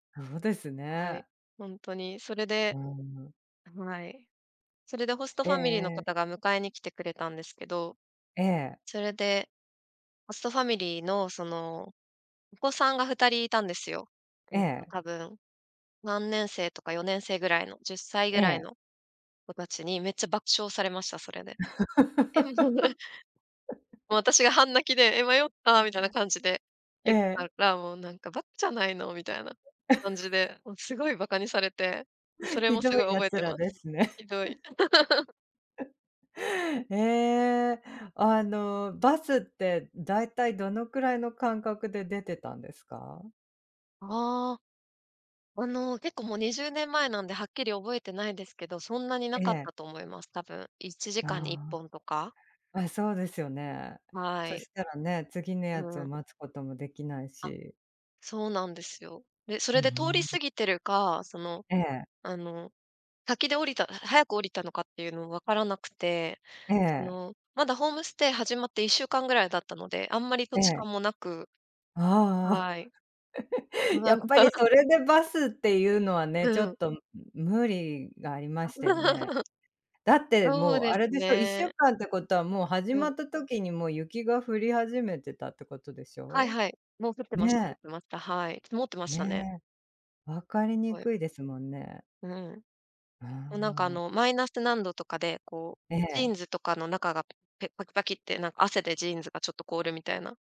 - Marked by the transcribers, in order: laugh; unintelligible speech; chuckle; chuckle; laugh; chuckle; laugh; chuckle; unintelligible speech; chuckle
- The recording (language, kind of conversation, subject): Japanese, podcast, 道に迷って大変だった経験はありますか？